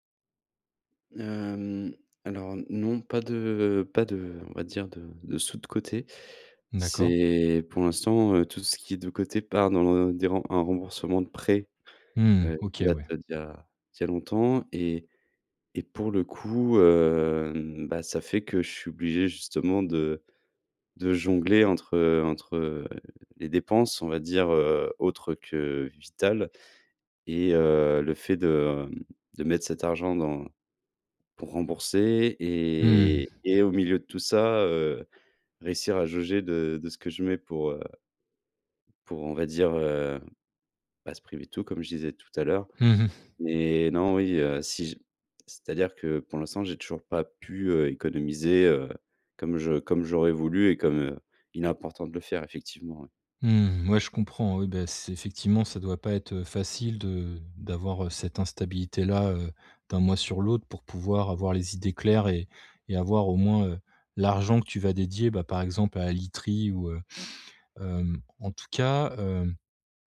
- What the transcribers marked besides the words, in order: none
- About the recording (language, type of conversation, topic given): French, advice, Comment concilier qualité de vie et dépenses raisonnables au quotidien ?